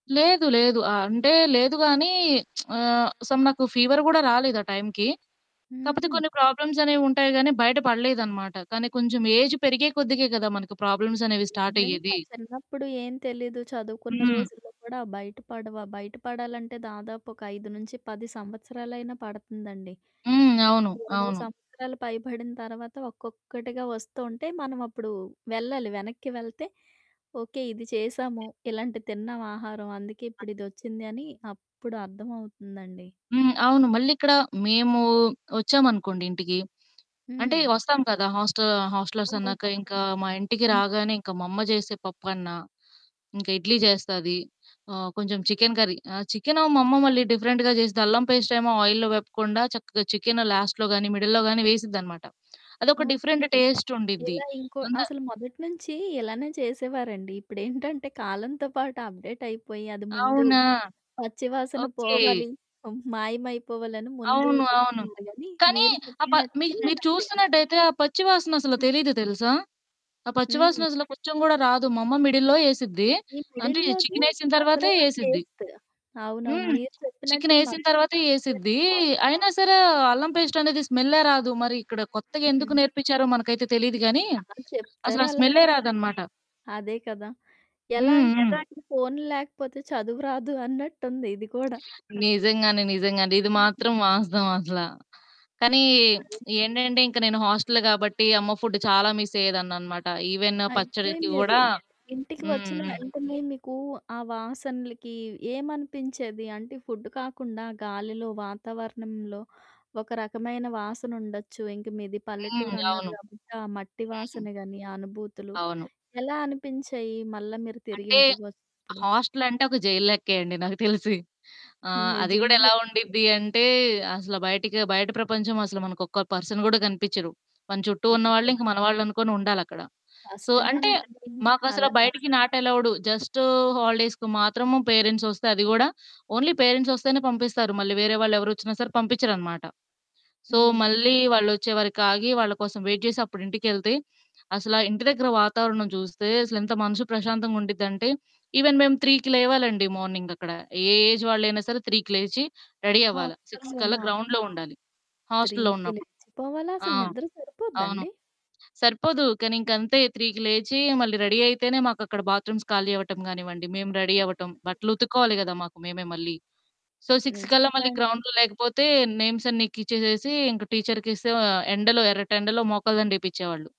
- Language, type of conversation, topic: Telugu, podcast, ఇంట్లోని వాసనలు మీకు ఎలాంటి జ్ఞాపకాలను గుర్తుకు తెస్తాయి?
- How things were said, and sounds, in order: lip smack; in English: "సమ్"; in English: "ఫీవర్"; in English: "ప్రాబ్లమ్స్"; other background noise; in English: "ఏజ్"; in English: "ప్రాబ్లమ్స్"; in English: "స్టార్ట్"; static; distorted speech; in English: "చికెన్ కర్రీ"; in English: "డిఫరెంట్‌గా"; in English: "పేస్ట్"; in English: "లాస్ట్‌లో"; in English: "మిడిల్‌లో"; in English: "టేస్ట్"; in English: "అప్‌డేట్"; in English: "మిడిల్‌లో"; in English: "మిడిల్‌లోది"; in English: "టేస్ట్"; in English: "పేస్ట్"; background speech; lip smack; in English: "హాస్టల్"; in English: "ఫుడ్"; in English: "మిస్"; in English: "ఈవెన్"; in English: "ఫుడ్"; in English: "హాస్టల్"; in English: "జైల్"; in English: "పర్సన్"; in English: "సో"; in English: "నాట్"; in English: "హాలిడేస్‌కు"; in English: "పేరెంట్స్"; in English: "ఓన్లీ పేరెంట్స్"; in English: "సో"; in English: "వెయిట్"; in English: "ఈవెన్"; in English: "త్రీకి"; in English: "మార్నింగ్"; in English: "ఏజ్"; in English: "త్రీకి"; in English: "రెడీ"; in English: "హాస్టల్‌లోనా?"; in English: "గ్రౌండ్‌లో"; in English: "హాస్టల్‌లో"; in English: "త్రీకి"; in English: "త్రీకి"; in English: "రెడీ"; in English: "బాత్‌రూమ్స్"; in English: "రెడీ"; in English: "సో, సిక్స్"; in English: "గ్రౌండ్‌లో"; in English: "నేమ్స్"